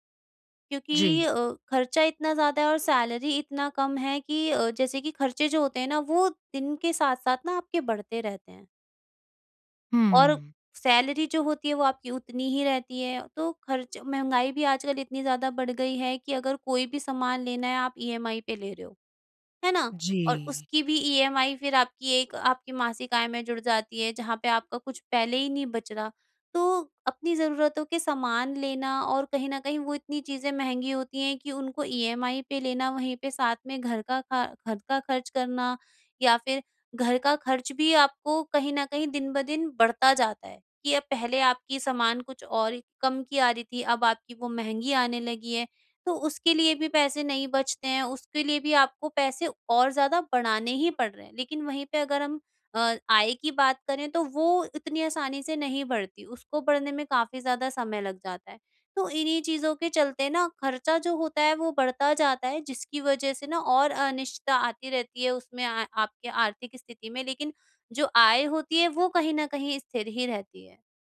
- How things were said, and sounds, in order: in English: "सैलरी"; in English: "सैलरी"; in English: "ईएमआई"; in English: "ईएमआई"; in English: "ईएमआई"
- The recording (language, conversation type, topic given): Hindi, advice, आर्थिक अनिश्चितता में अनपेक्षित पैसों के झटकों से कैसे निपटूँ?